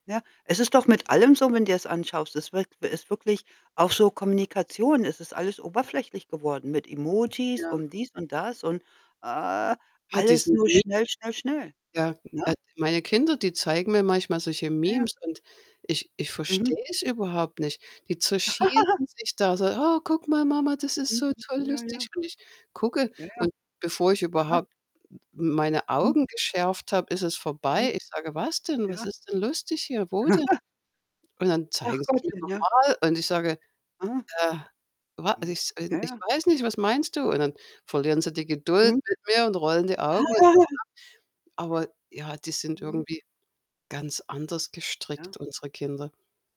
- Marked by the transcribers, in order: other background noise; distorted speech; static; laugh; put-on voice: "Oh, guck mal, Mama, das ist so toll lustig"; unintelligible speech; laugh; giggle; unintelligible speech
- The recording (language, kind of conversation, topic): German, unstructured, Welche Rolle spielen soziale Medien in der Politik?